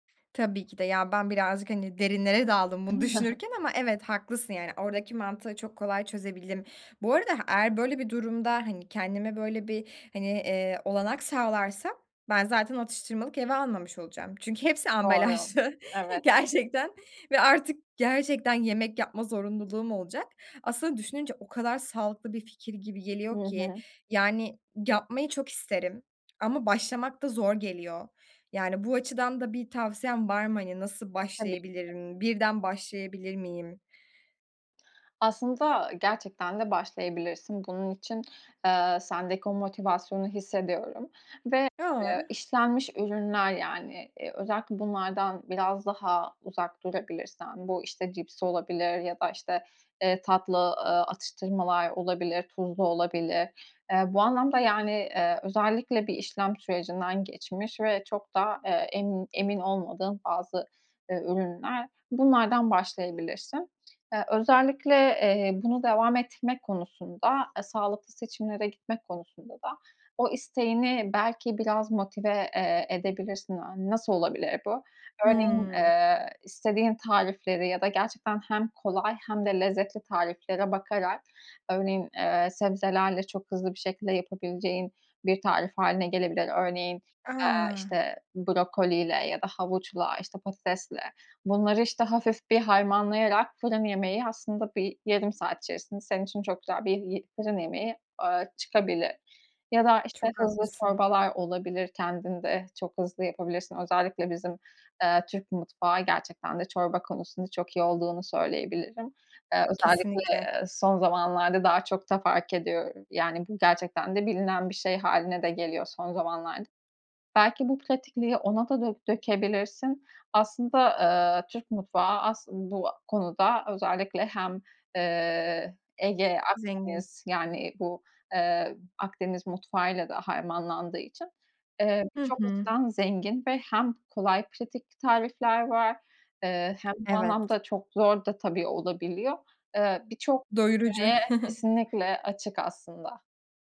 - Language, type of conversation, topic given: Turkish, advice, Atıştırma kontrolü ve dürtü yönetimi
- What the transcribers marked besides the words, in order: chuckle; laughing while speaking: "düşünürken"; laughing while speaking: "ambalajlı"; other background noise; giggle